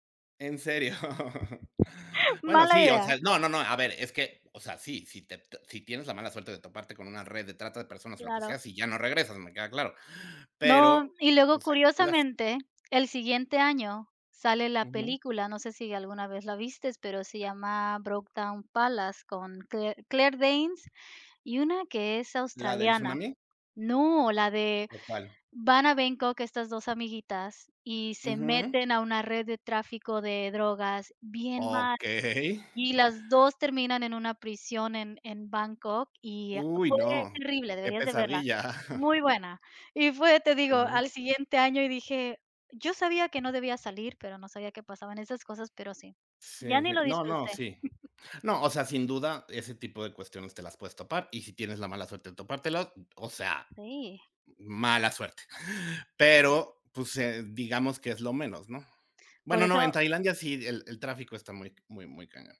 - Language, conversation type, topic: Spanish, unstructured, ¿Viajarías a un lugar con fama de ser inseguro?
- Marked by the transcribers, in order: laughing while speaking: "serio?"; other background noise; chuckle; "viste" said as "vistes"; laughing while speaking: "Okey"; laughing while speaking: "pesadilla"; laugh